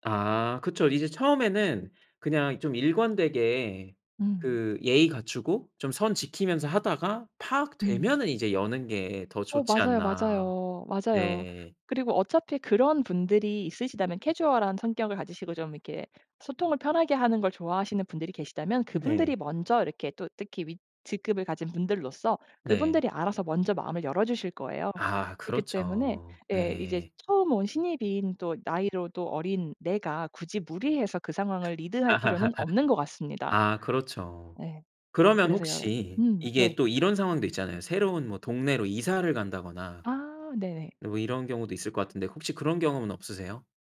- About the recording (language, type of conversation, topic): Korean, podcast, 새로운 사람과 친해지는 방법은 무엇인가요?
- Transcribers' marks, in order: other background noise; laugh